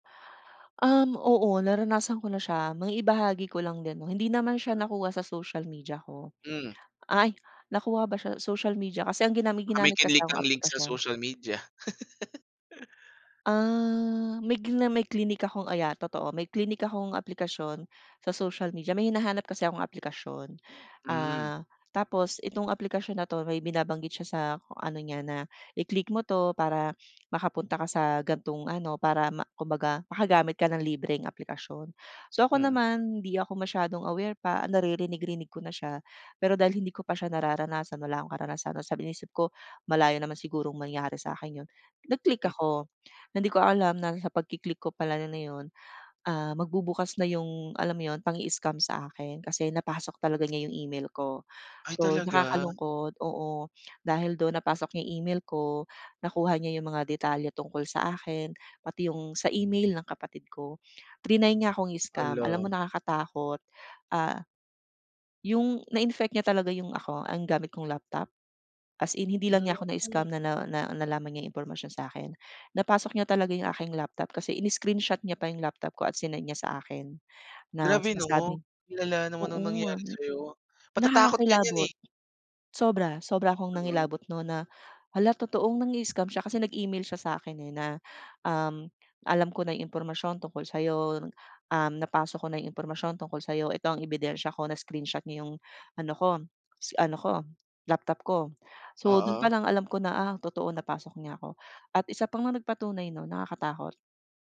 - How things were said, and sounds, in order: laugh; other background noise
- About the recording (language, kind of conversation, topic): Filipino, podcast, Paano mo pinapangalagaan ang iyong pribadong impormasyon sa social media?